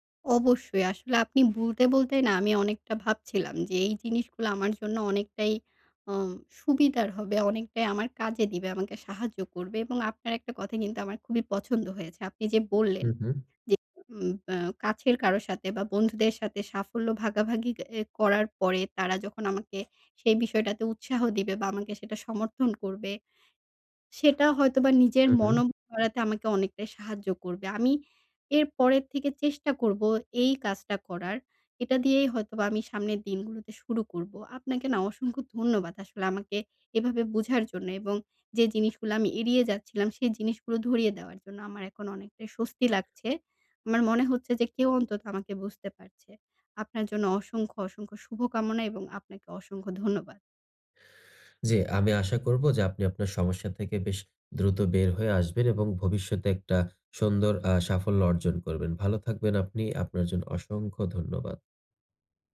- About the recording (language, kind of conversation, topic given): Bengali, advice, আমি কীভাবে ছোট সাফল্য কাজে লাগিয়ে মনোবল ফিরিয়ে আনব
- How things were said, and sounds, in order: "বলতে" said as "বুলতে"; other background noise; tapping